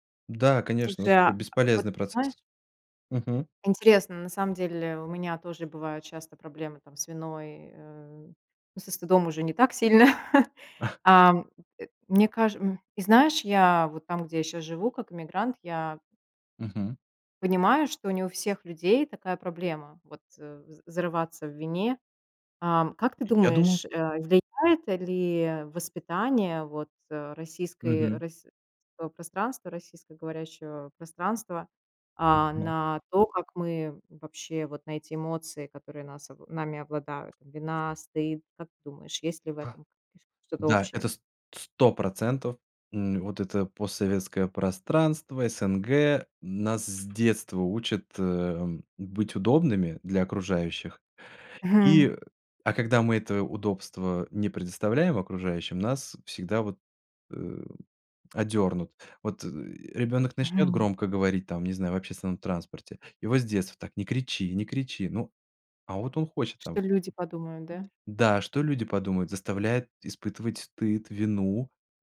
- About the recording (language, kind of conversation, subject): Russian, podcast, Как ты справляешься с чувством вины или стыда?
- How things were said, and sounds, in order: chuckle; other background noise; other noise; unintelligible speech; tapping